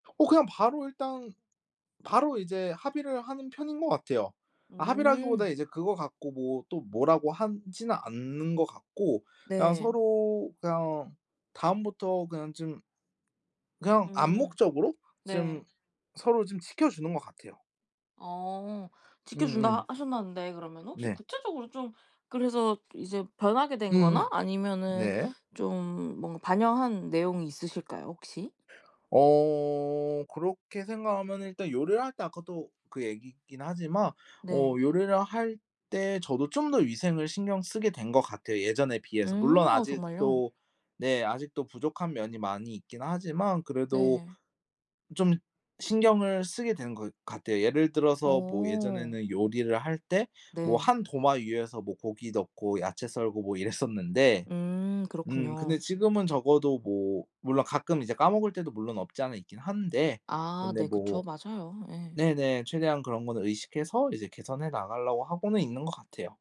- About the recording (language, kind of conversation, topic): Korean, podcast, 집안일 분담이 잘 안될 때 어떻게 해결하세요?
- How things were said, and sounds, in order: "하지는" said as "한지는"; laughing while speaking: "이랬었는데"